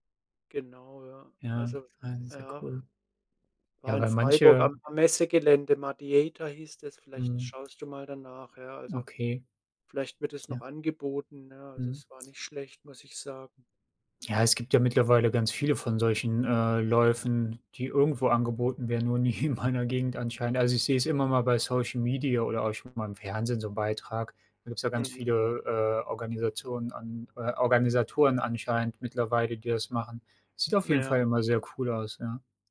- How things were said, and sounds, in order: other background noise; laughing while speaking: "nie"
- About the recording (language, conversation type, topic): German, unstructured, Welche Gewohnheit hat dein Leben positiv verändert?